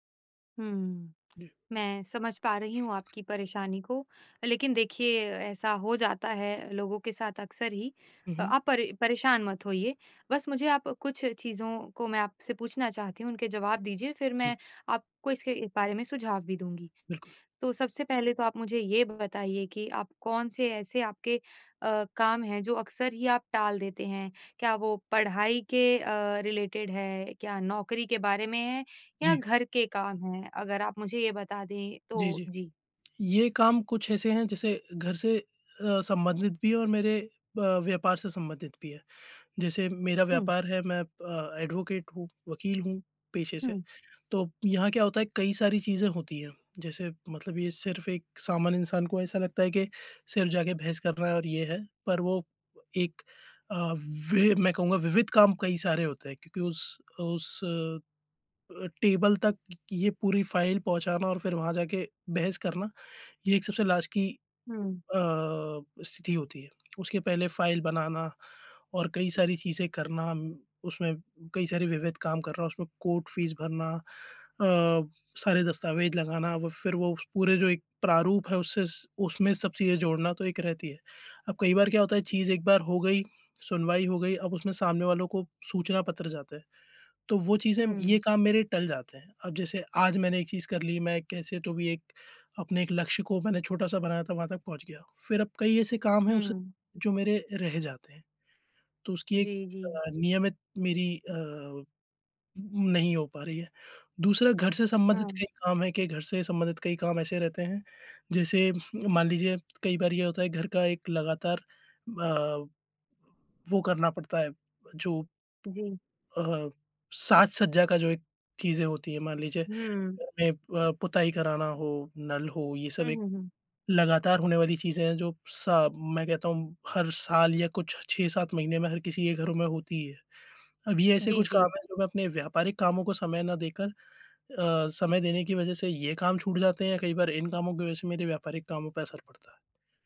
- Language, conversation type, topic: Hindi, advice, लगातार टालमटोल करके काम शुरू न कर पाना
- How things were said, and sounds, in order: tapping; other background noise; in English: "रिलेटेड"; in English: "एडवोकेट"; in English: "टेबल"; in English: "फाइल"; in English: "लास्ट"; tongue click; in English: "फाइल"; in English: "कोर्ट फ़ीस"; whistle; tongue click